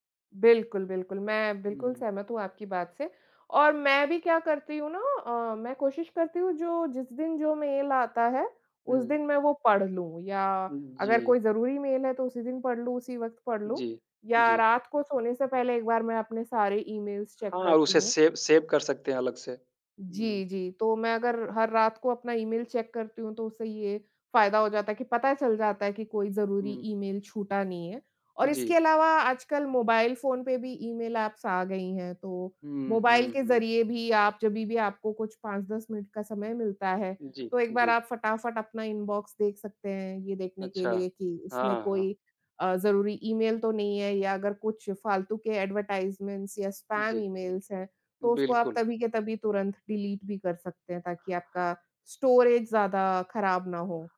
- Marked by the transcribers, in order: tapping; in English: "ईमेल्स चेक"; in English: "सेव सेव"; in English: "चेक"; in English: "एप्स"; in English: "एडवर्टाइज़मेंट"; in English: "स्पैम ईमेल्स"; in English: "डिलीट"; in English: "स्टोरेज"
- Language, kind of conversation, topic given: Hindi, unstructured, ईमेल के साथ आपका तालमेल कैसा है?